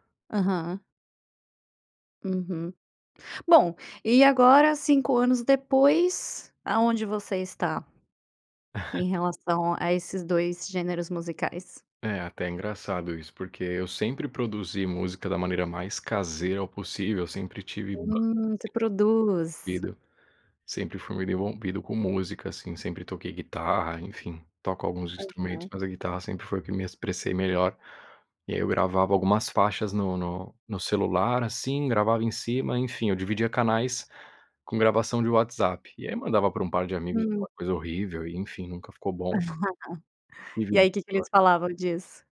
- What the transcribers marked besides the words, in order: chuckle; unintelligible speech; chuckle
- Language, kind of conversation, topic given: Portuguese, podcast, Como a música influenciou quem você é?